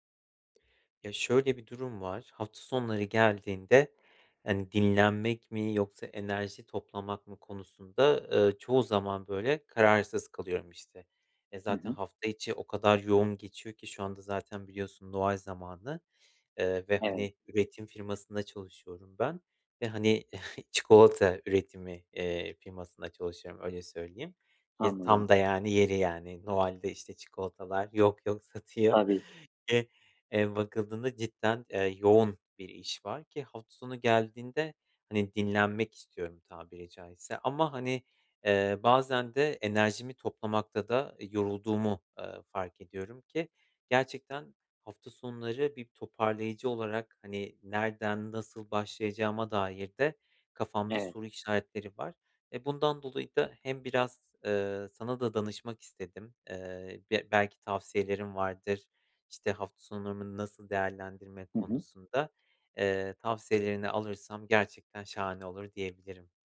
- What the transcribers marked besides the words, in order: tapping; chuckle; other background noise
- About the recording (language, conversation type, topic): Turkish, advice, Hafta sonlarımı dinlenmek ve enerji toplamak için nasıl düzenlemeliyim?